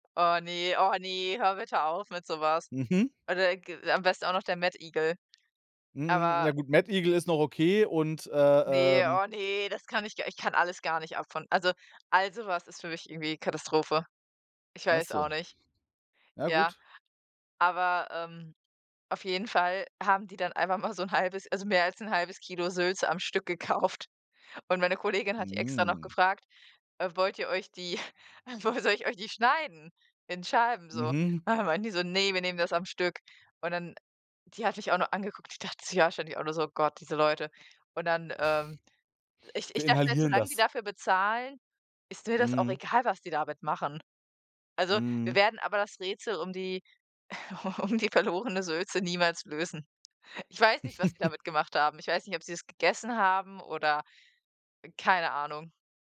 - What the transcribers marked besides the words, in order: other background noise; drawn out: "Mm"; laughing while speaking: "u um die"; chuckle
- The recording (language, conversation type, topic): German, unstructured, Was war dein spannendstes Arbeitserlebnis?